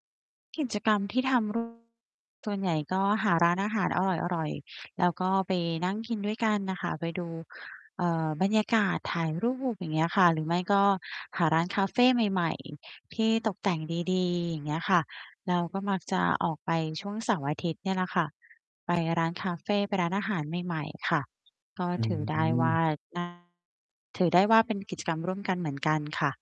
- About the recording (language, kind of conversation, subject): Thai, advice, ควรตั้งงบประมาณเท่าไรถึงจะเลือกของขวัญที่คนรับถูกใจได้?
- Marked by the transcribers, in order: distorted speech; tapping; other background noise; static; mechanical hum